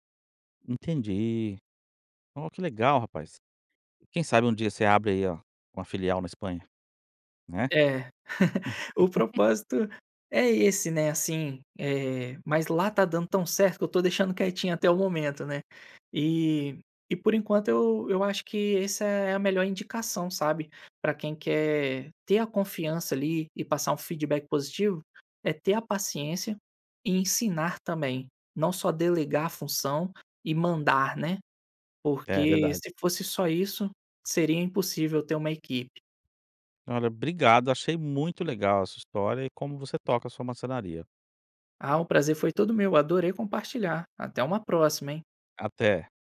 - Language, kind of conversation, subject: Portuguese, podcast, Como dar um feedback difícil sem perder a confiança da outra pessoa?
- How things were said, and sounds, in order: giggle; "obrigado" said as "brigado"